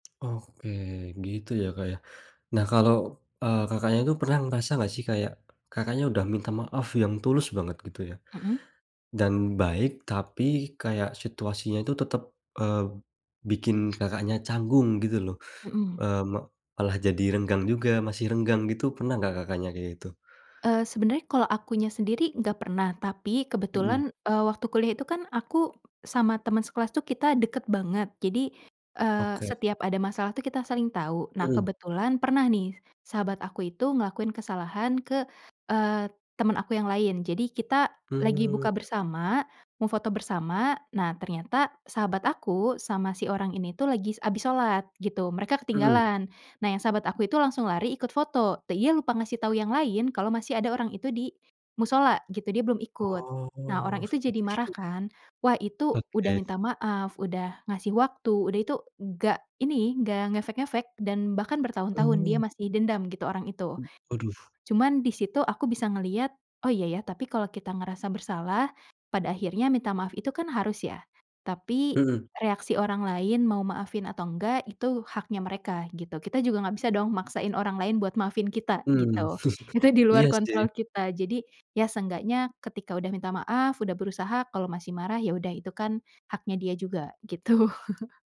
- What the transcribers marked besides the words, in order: "dia" said as "teia"; chuckle; laughing while speaking: "gitu"; chuckle
- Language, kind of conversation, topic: Indonesian, podcast, Bagaimana cara meminta maaf yang tulus menurutmu?